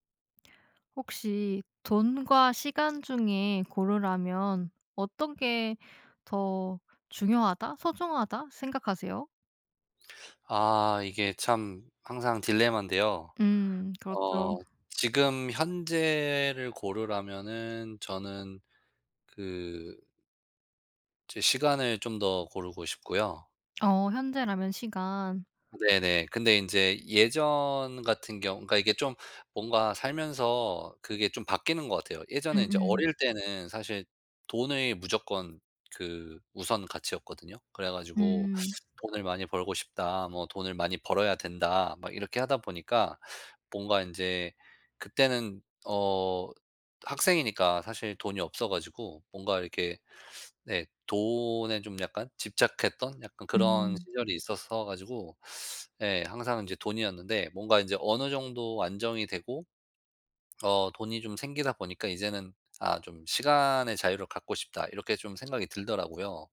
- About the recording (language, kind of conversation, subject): Korean, podcast, 돈과 시간 중 무엇을 더 소중히 여겨?
- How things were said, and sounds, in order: none